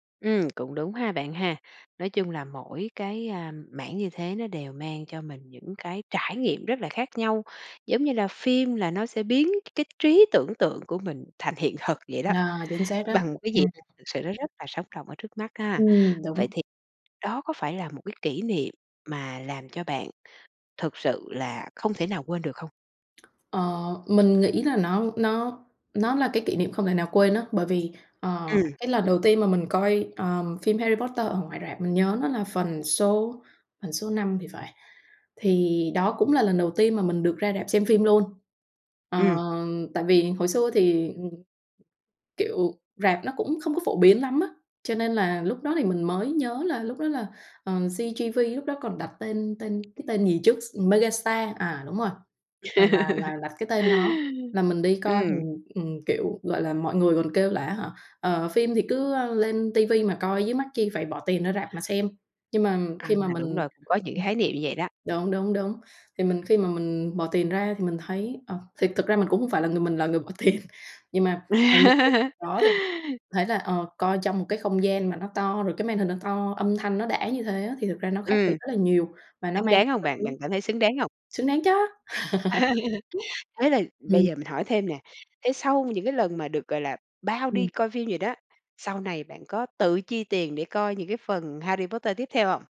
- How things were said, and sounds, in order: tapping; other background noise; laugh; laughing while speaking: "tiền"; laugh; unintelligible speech; laugh
- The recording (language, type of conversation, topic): Vietnamese, podcast, Bạn có thể kể về một bộ phim bạn đã xem mà không thể quên được không?